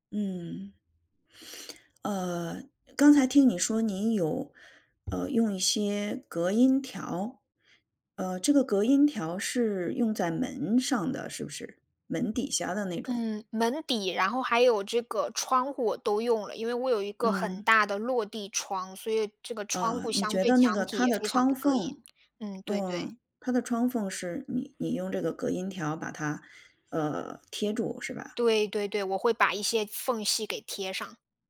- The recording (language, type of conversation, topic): Chinese, advice, 你在新环境中缺乏安全感并在夜间感到焦虑时，通常会有什么感受？
- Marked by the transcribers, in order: sniff; tapping; sniff